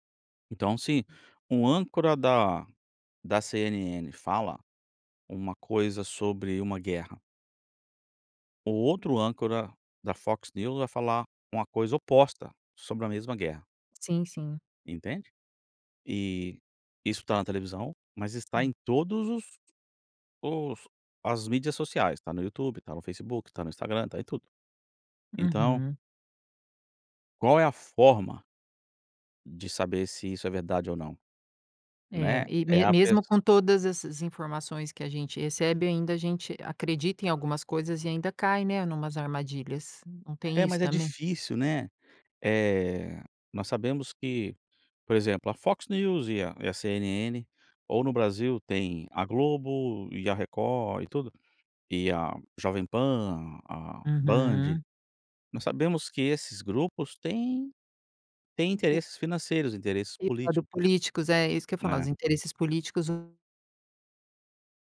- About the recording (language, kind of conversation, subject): Portuguese, podcast, O que faz um conteúdo ser confiável hoje?
- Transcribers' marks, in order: none